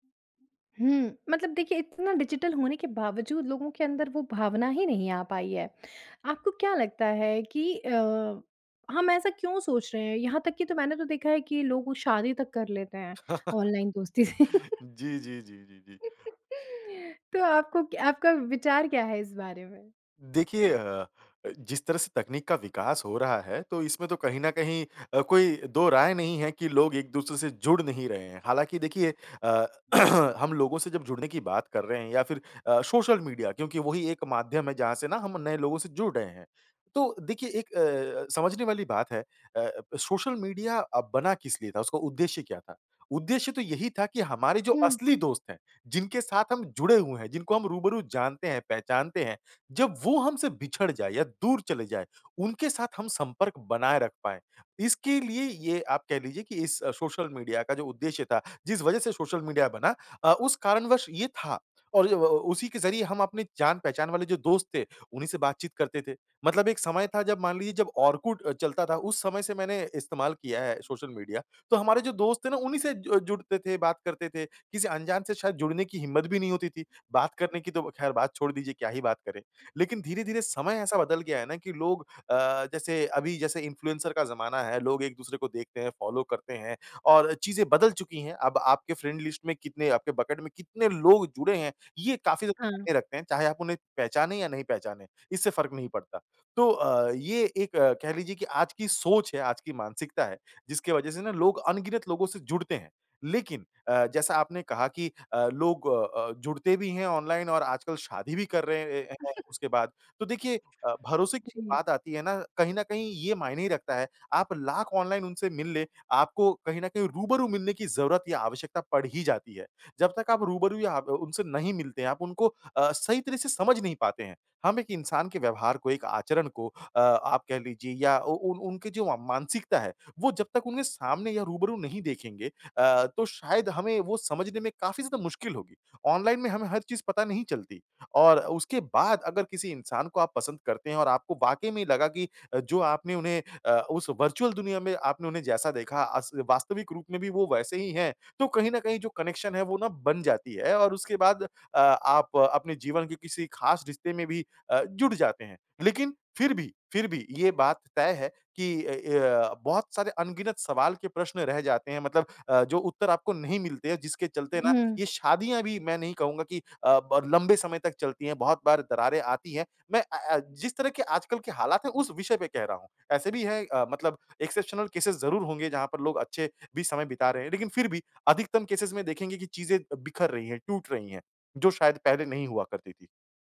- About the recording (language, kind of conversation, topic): Hindi, podcast, ऑनलाइन दोस्ती और असली दोस्ती में क्या फर्क लगता है?
- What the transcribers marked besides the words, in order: in English: "डिजिटल"; tapping; chuckle; laughing while speaking: "दोस्ती से?"; chuckle; throat clearing; unintelligible speech; in English: "इंफ्लुएंसर"; in English: "फ़ॉलो"; in English: "फ्रेंड लिस्ट"; in English: "बकेट"; other background noise; chuckle; in English: "वर्चुअल"; in English: "कनेक्शन"; in English: "एक्सेप्शनल केसेज़"; in English: "केसेज़"